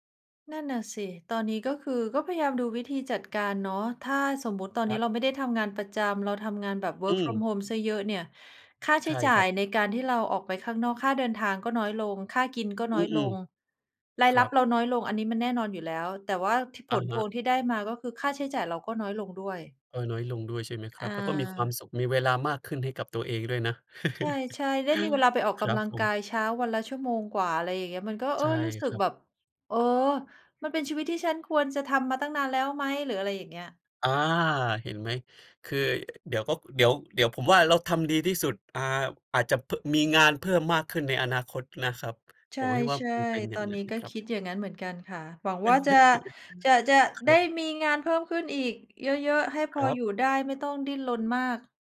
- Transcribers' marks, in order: in English: "Work from home"; chuckle; other background noise; tapping; chuckle
- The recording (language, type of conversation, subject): Thai, unstructured, เงินสำคัญกับชีวิตของเรามากแค่ไหน?